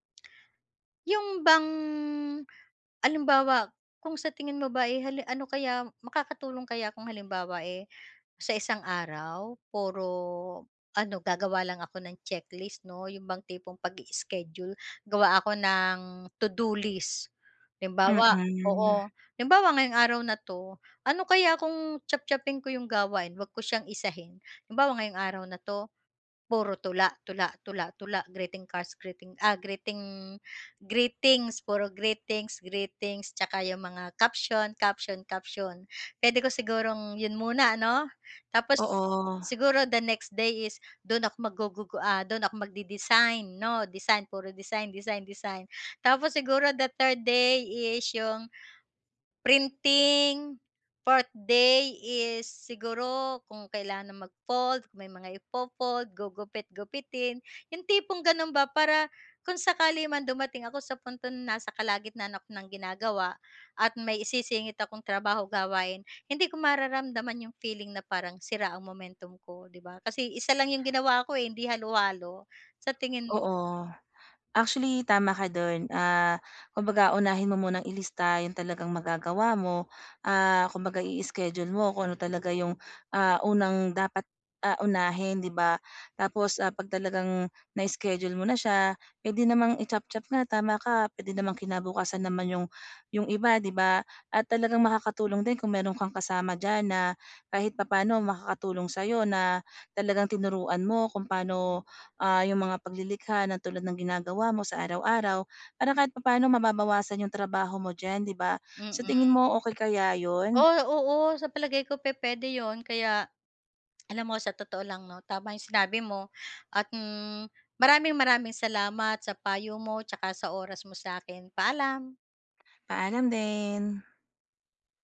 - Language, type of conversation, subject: Filipino, advice, Paano ako makakapaglaan ng oras araw-araw para sa malikhaing gawain?
- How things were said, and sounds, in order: tapping; other background noise; swallow